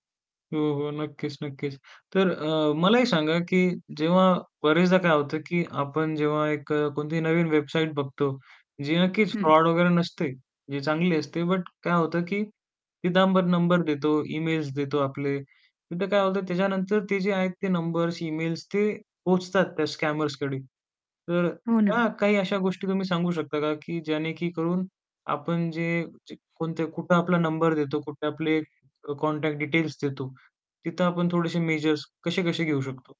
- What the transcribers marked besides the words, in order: static; other background noise; in English: "स्कॅमर्सकडे"; in English: "कॉन्टॅक्ट डिटेल्स"
- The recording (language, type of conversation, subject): Marathi, podcast, अनोळखी लोकांचे संदेश तुम्ही कसे हाताळता?